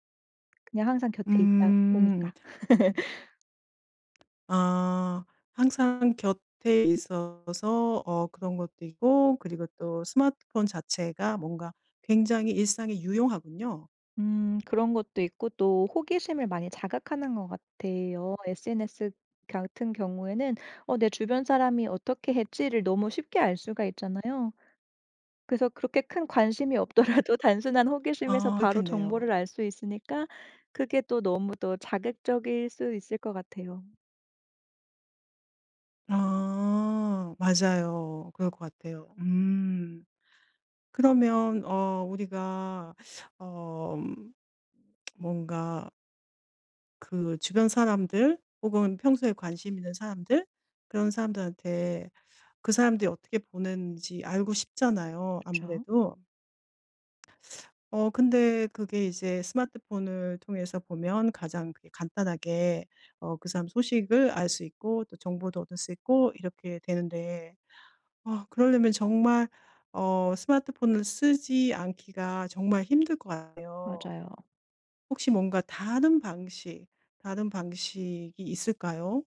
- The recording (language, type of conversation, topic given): Korean, podcast, 스마트폰 중독을 줄이는 데 도움이 되는 습관은 무엇인가요?
- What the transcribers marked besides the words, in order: tapping; laugh; other background noise; laughing while speaking: "없더라도"; teeth sucking; tsk; teeth sucking